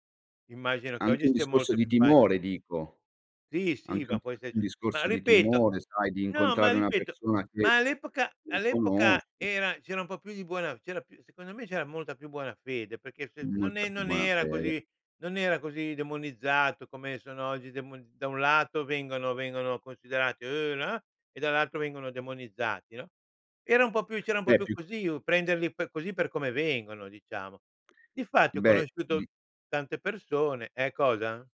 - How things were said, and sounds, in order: other background noise; tapping
- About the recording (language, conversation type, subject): Italian, podcast, Hai mai trasformato un’amicizia online in una reale?